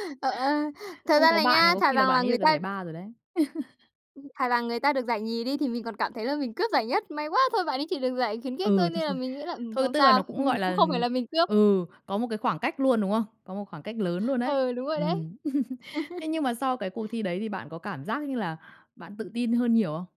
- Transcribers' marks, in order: other background noise; laugh; tapping; laugh
- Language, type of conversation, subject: Vietnamese, podcast, Bạn có thể kể về một lần bạn dũng cảm đối diện với nỗi sợ của mình không?